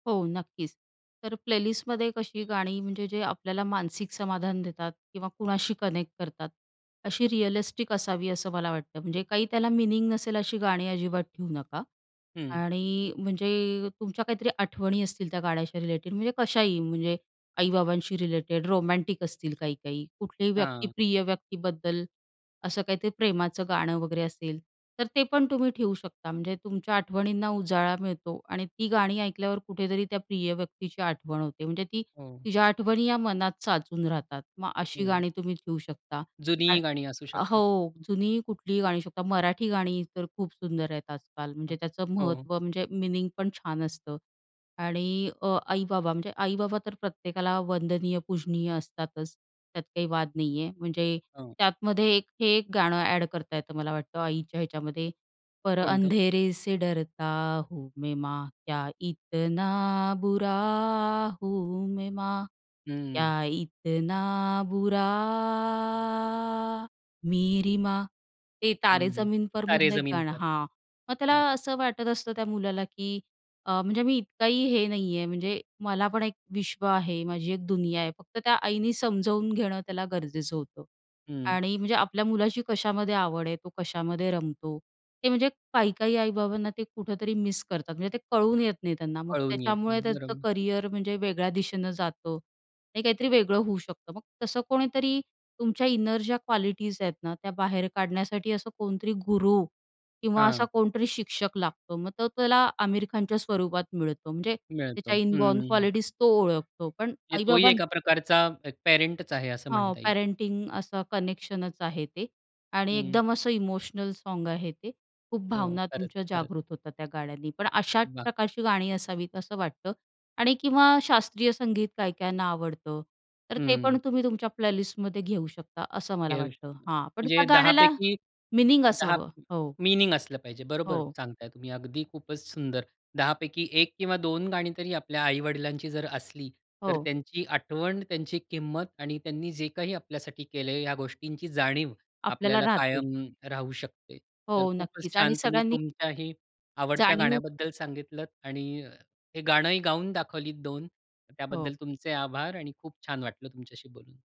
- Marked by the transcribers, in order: in English: "प्लेलिस्टमध्ये"; tapping; in English: "कनेक्ट"; in English: "रिअलिस्टिक"; other background noise; singing: "पर अंधेरे से डरता हूँ … बुरा मेरी माँ"; in English: "इनबॉर्न क्वालिटीज"; in English: "प्लेलिस्टमध्ये"; background speech
- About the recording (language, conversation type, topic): Marathi, podcast, आईवडिलांची आठवण करून देणारं कोणतं गाणं आहे?